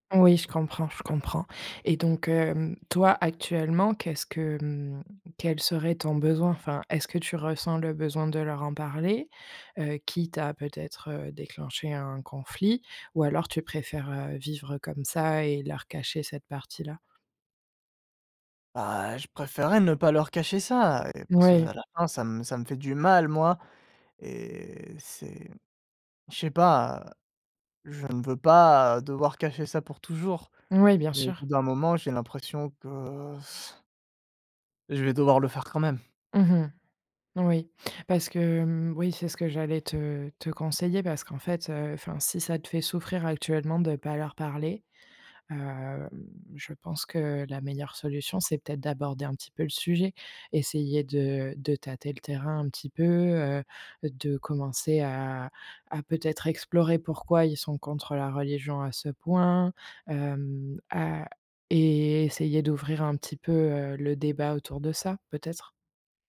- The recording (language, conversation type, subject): French, advice, Pourquoi caches-tu ton identité pour plaire à ta famille ?
- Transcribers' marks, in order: blowing